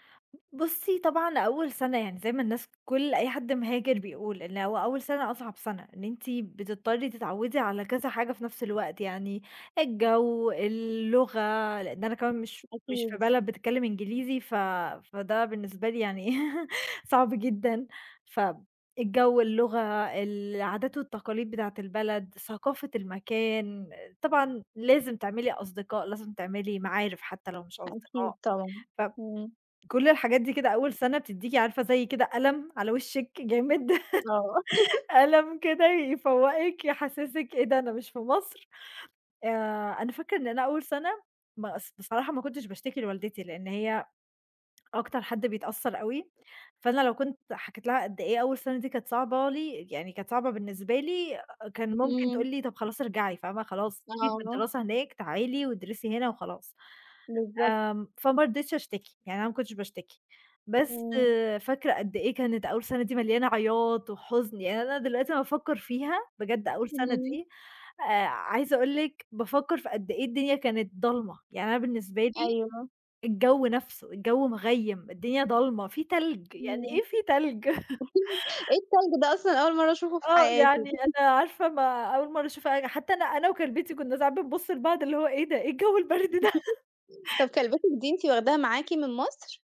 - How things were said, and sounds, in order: other background noise; laughing while speaking: "إيه"; tapping; laughing while speaking: "جامد"; laugh; chuckle; chuckle; chuckle; laughing while speaking: "إيه الجَو البرد ده؟"; laugh; chuckle
- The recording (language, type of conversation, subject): Arabic, podcast, إزاي الهجرة أو السفر غيّر إحساسك بالجذور؟